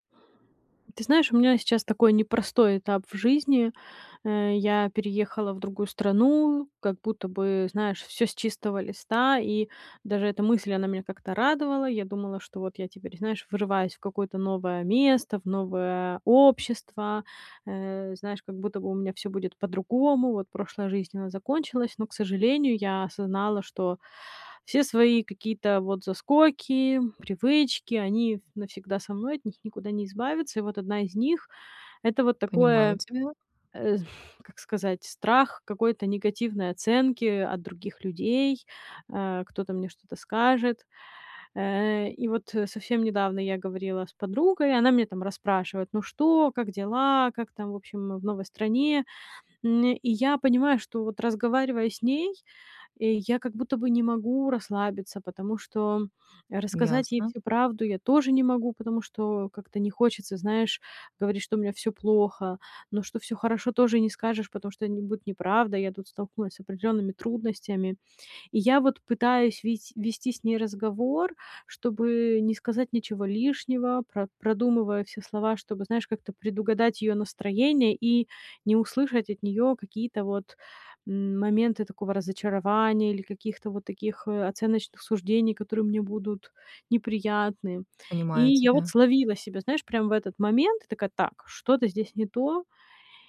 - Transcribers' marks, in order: tapping; exhale
- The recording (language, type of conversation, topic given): Russian, advice, Как справиться со страхом, что другие осудят меня из-за неловкой ошибки?